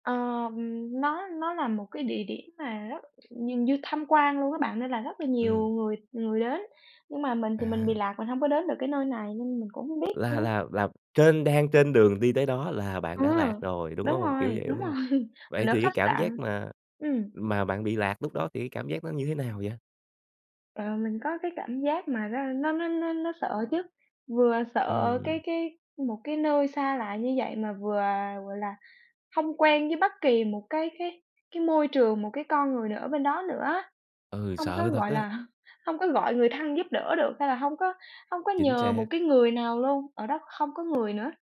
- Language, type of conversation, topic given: Vietnamese, podcast, Bạn có lần nào lạc đường mà nhớ mãi không?
- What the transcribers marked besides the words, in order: tapping; laughing while speaking: "rồi"; chuckle; other background noise